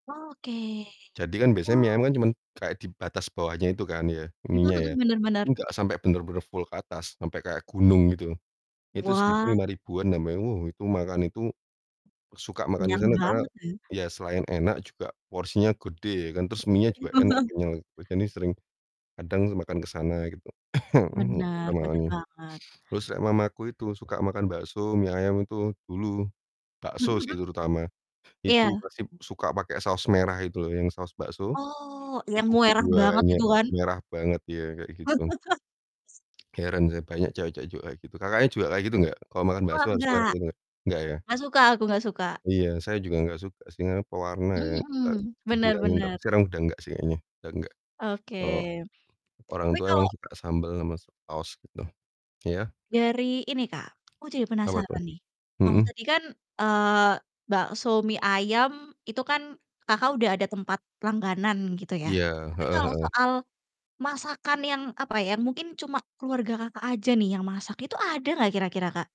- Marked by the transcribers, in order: distorted speech; unintelligible speech; chuckle; unintelligible speech; cough; unintelligible speech; in Javanese: "nek"; "merah" said as "muerah"; other background noise; "banyak" said as "buanyak"; laugh; tapping
- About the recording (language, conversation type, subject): Indonesian, unstructured, Apa makanan favoritmu yang paling mengingatkanmu pada keluarga?